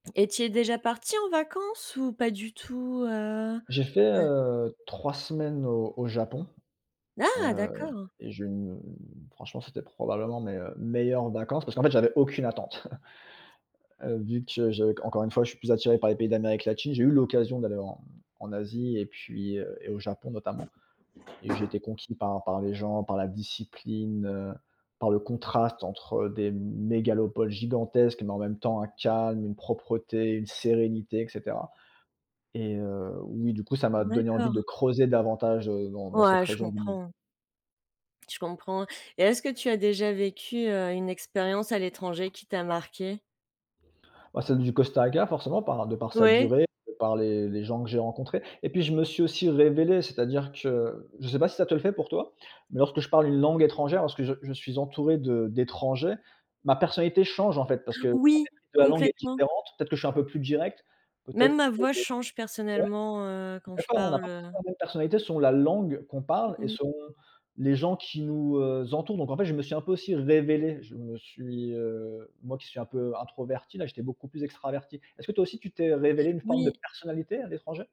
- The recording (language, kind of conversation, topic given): French, unstructured, Qu’est-ce qui te motive à partir à l’étranger ?
- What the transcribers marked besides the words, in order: chuckle; other background noise